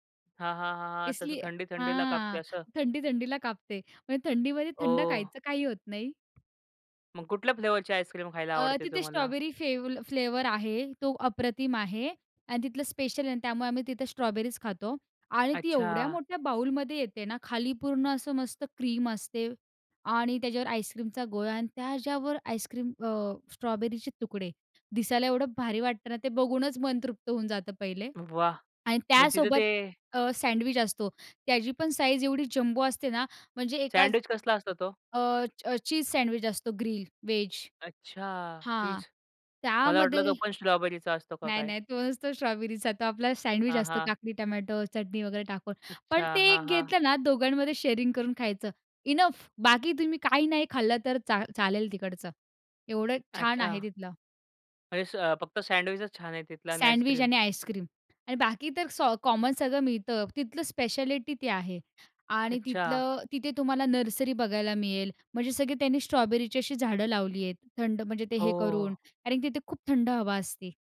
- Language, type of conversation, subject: Marathi, podcast, तुमच्या आवडत्या निसर्गस्थळाबद्दल सांगू शकाल का?
- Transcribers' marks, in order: tapping; other background noise; in English: "ग्रील व्हेज"; in English: "कॉमन"; in English: "स्पेशालिटी"